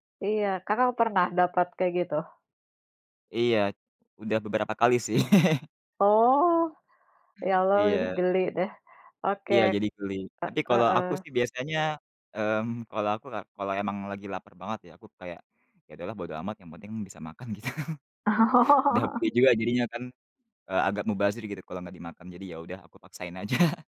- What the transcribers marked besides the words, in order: laugh; laughing while speaking: "gitu"; laughing while speaking: "Oh"; chuckle
- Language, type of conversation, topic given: Indonesian, unstructured, Bagaimana perasaanmu jika makanan yang kamu beli ternyata palsu atau mengandung bahan berbahaya?